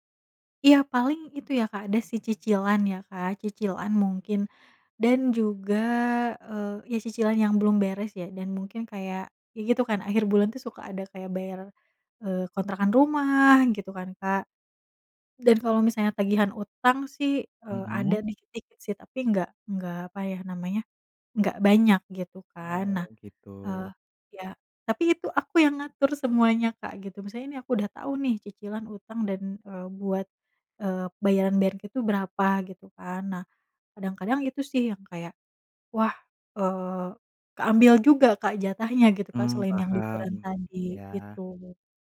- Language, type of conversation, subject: Indonesian, advice, Mengapa saya sering bertengkar dengan pasangan tentang keuangan keluarga, dan bagaimana cara mengatasinya?
- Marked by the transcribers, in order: none